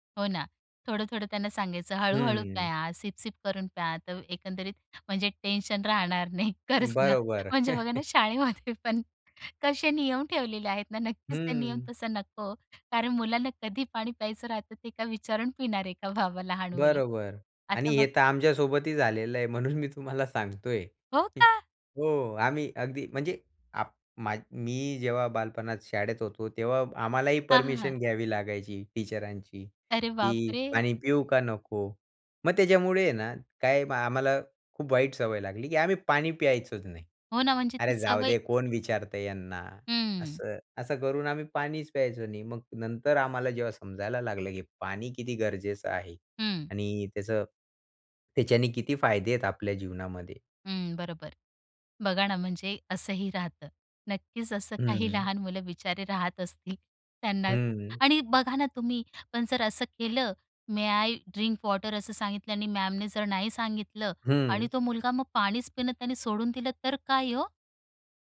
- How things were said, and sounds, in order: laughing while speaking: "नाही, खरंच ना. म्हणजे बघा … ठेवलेले आहेत ना"; chuckle; surprised: "हो का?"; in English: "टीचरांची"; surprised: "अरे बापरे!"; in English: "मे आय ड्रिंक वॉटर"; other background noise
- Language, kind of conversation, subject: Marathi, podcast, पाणी पिण्याची सवय चांगली कशी ठेवायची?